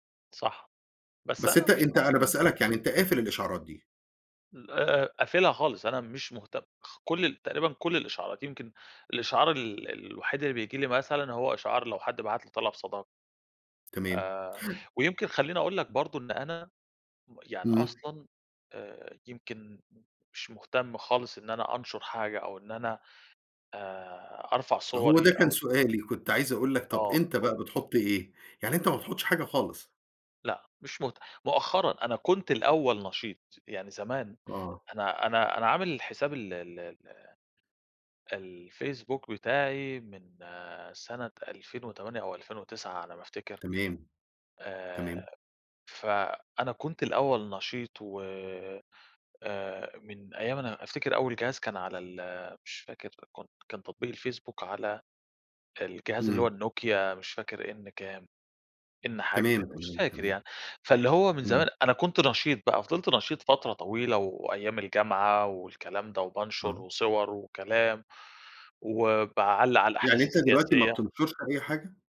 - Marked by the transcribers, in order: tapping
- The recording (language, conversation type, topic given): Arabic, podcast, سؤال باللهجة المصرية عن أكتر تطبيق بيُستخدم يوميًا وسبب استخدامه